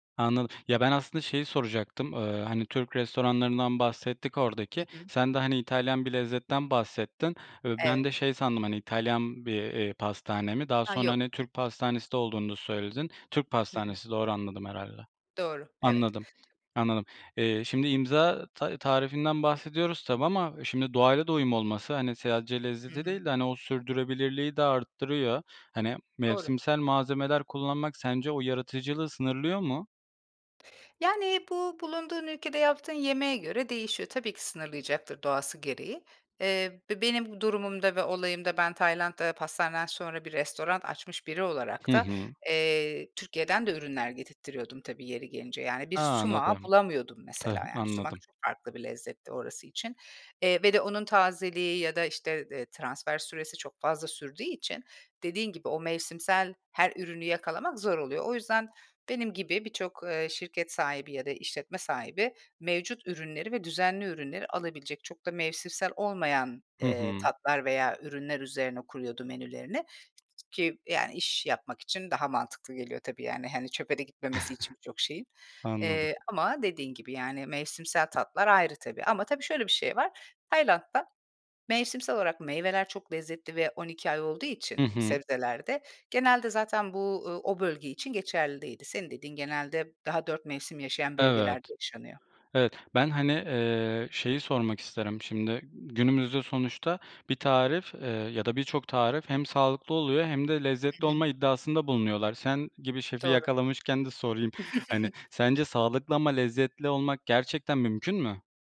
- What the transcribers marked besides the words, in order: other background noise; tapping; chuckle; chuckle
- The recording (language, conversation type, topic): Turkish, podcast, Kendi imzanı taşıyacak bir tarif yaratmaya nereden başlarsın?